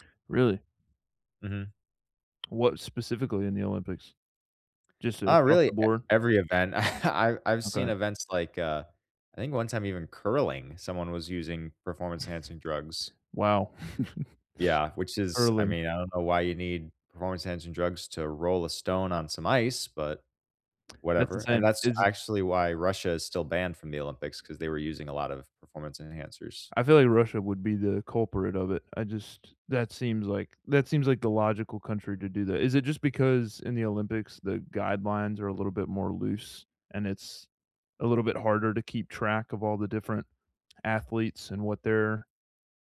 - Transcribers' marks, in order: chuckle; chuckle
- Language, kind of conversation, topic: English, unstructured, Should I be concerned about performance-enhancing drugs in sports?